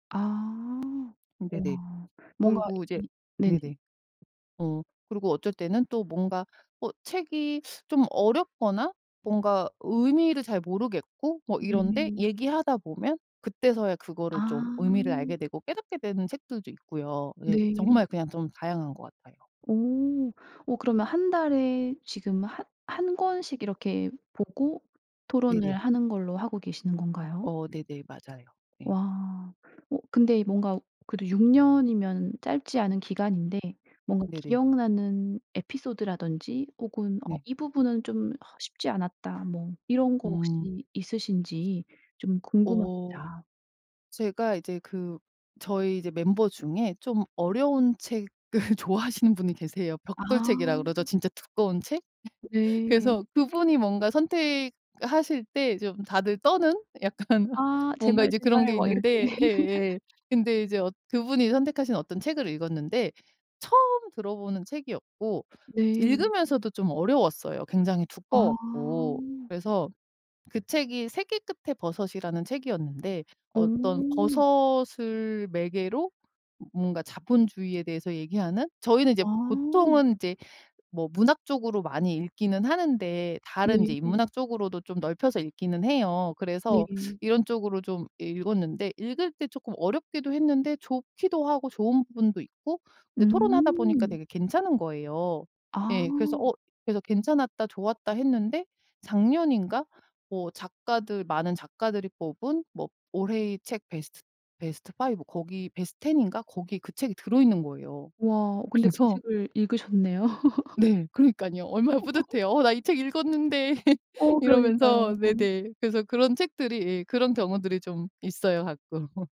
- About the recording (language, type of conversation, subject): Korean, podcast, 취미를 통해 새로 만난 사람과의 이야기가 있나요?
- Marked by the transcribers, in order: other background noise; teeth sucking; tapping; laughing while speaking: "책을 좋아하시는"; laugh; laughing while speaking: "약간"; laugh; in English: "five"; in English: "ten"; laughing while speaking: "그래서"; laugh; laugh; laugh